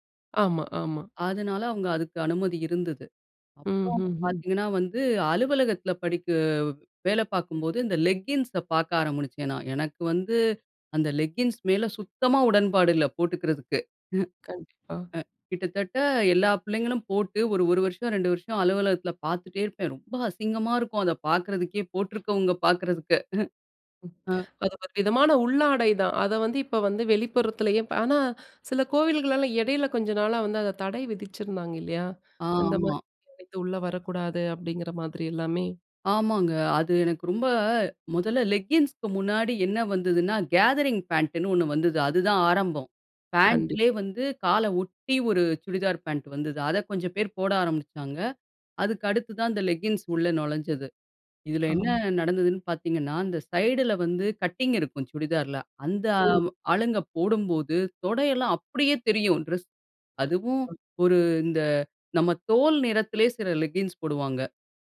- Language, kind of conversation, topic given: Tamil, podcast, வயது அதிகரிக்கத் தொடங்கியபோது உங்கள் உடைத் தேர்வுகள் எப்படி மாறின?
- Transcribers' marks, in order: unintelligible speech; other noise; other background noise